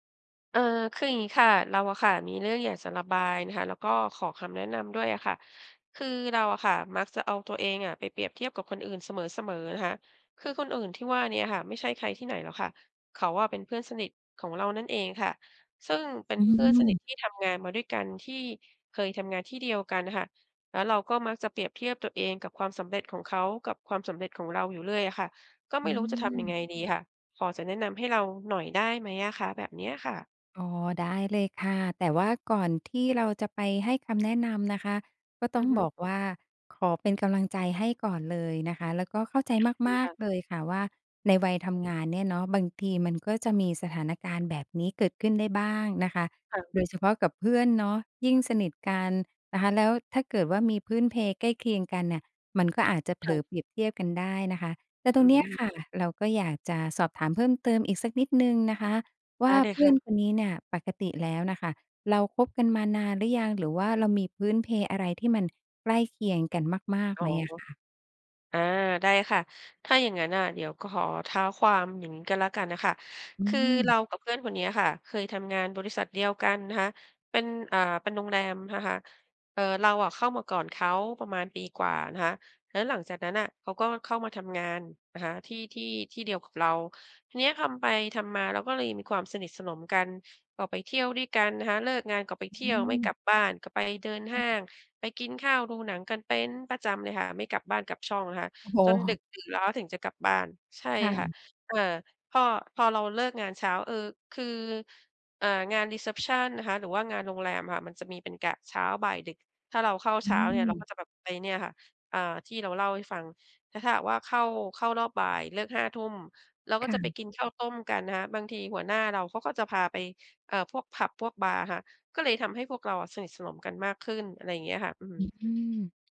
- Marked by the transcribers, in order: other background noise; other noise; tapping; in English: "รีเซปชัน"
- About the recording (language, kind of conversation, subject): Thai, advice, ฉันควรทำอย่างไรเมื่อชอบเปรียบเทียบตัวเองกับคนอื่นและกลัวว่าจะพลาดสิ่งดีๆ?